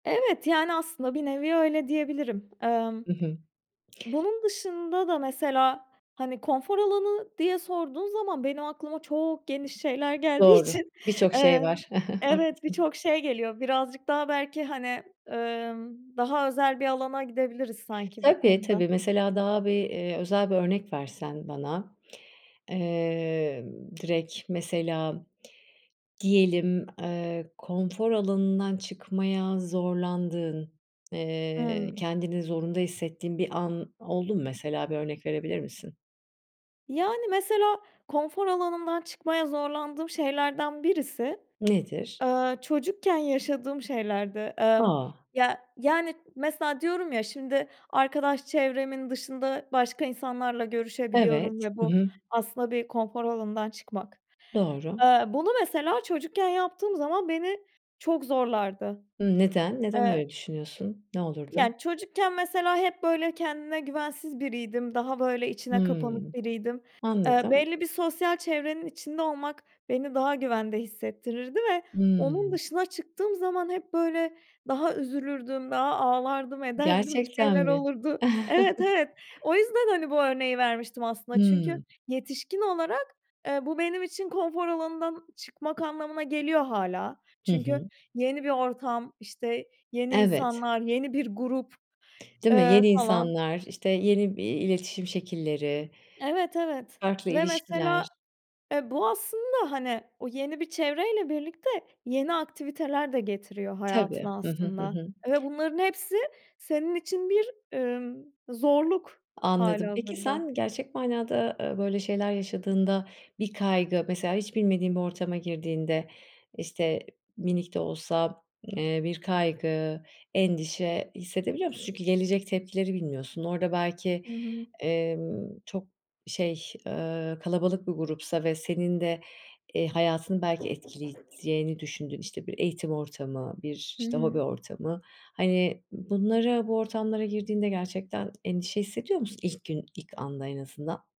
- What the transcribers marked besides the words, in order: chuckle; chuckle; other noise
- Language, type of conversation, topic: Turkish, podcast, Konfor alanından çıkmak için neler yaparsın?